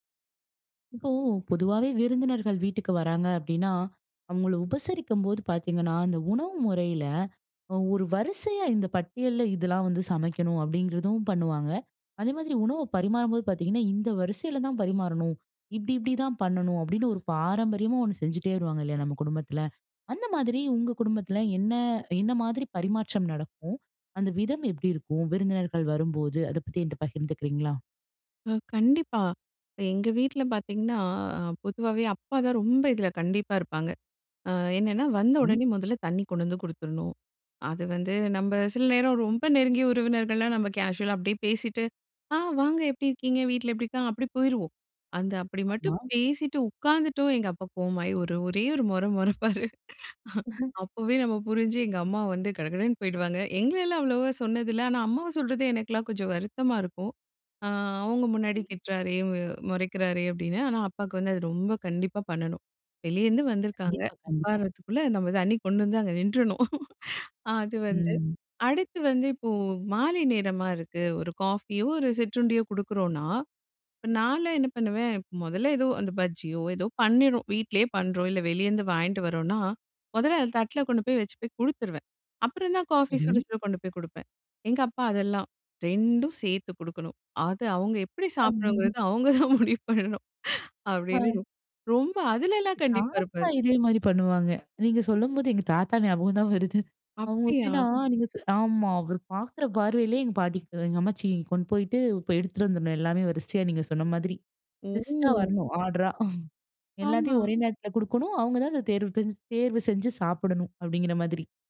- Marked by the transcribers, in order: other background noise; tapping; laughing while speaking: "மொற மொறைப்பாரு. அப்போவே நம்ம புரிஞ்சு"; chuckle; laughing while speaking: "அங்க நின்றணும்"; unintelligible speech; laughing while speaking: "அவங்க தான் முடிவு பண்ணணும்"; laughing while speaking: "ஆர்டரா"
- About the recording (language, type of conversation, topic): Tamil, podcast, விருந்தினர் வரும்போது உணவு பரிமாறும் வழக்கம் எப்படி இருக்கும்?